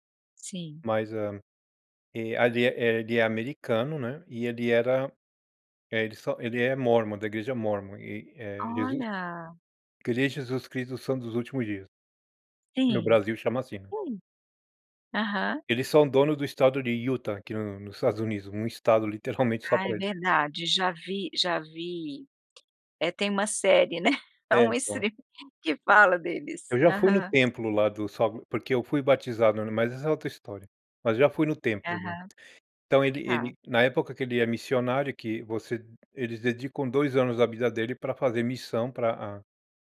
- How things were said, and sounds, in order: tapping; chuckle; laughing while speaking: "né. É um streaming que fala deles"
- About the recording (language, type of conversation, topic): Portuguese, podcast, Que conselhos você daria a quem está procurando um bom mentor?